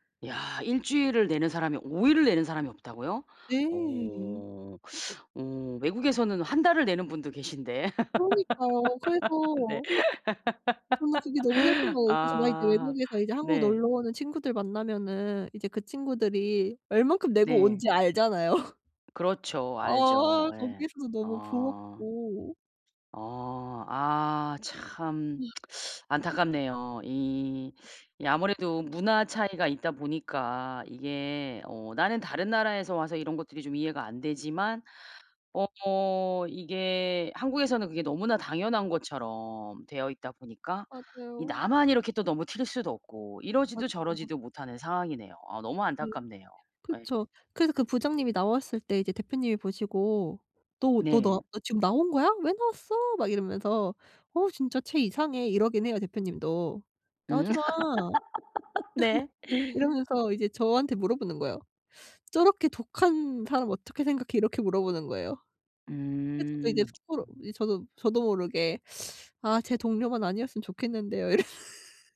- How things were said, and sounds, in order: laugh; laughing while speaking: "네"; laugh; laughing while speaking: "알잖아요"; tsk; sigh; laugh; laughing while speaking: "네"; laugh; laughing while speaking: "이랬"; laugh
- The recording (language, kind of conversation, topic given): Korean, advice, 업무와 사생활 사이에 어떻게 명확한 경계를 만들 수 있을까요?